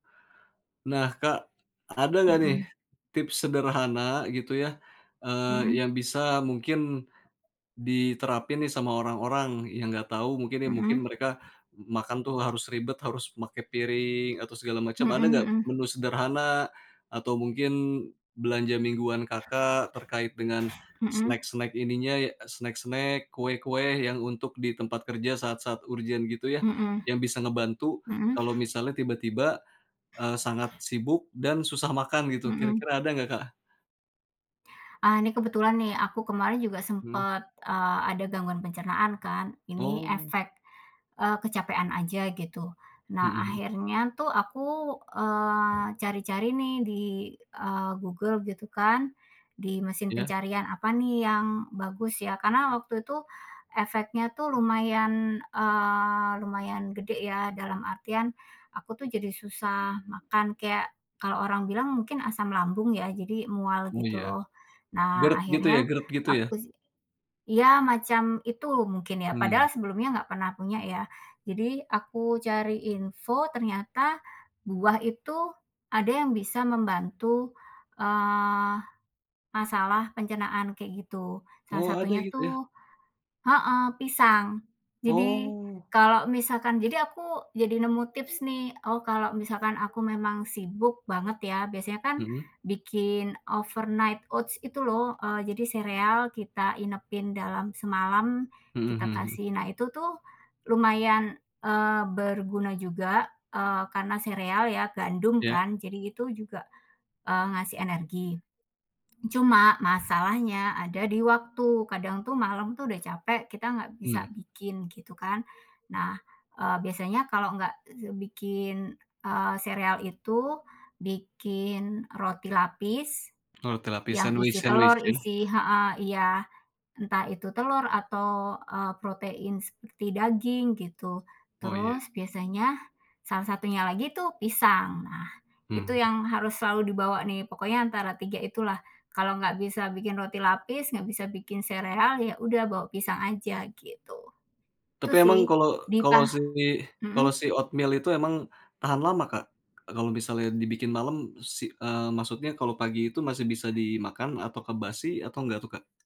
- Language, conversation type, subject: Indonesian, podcast, Bagaimana kamu menjaga pola makan saat sedang sibuk?
- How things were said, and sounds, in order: tapping; other background noise; in English: "urgent"; in English: "overnight oats"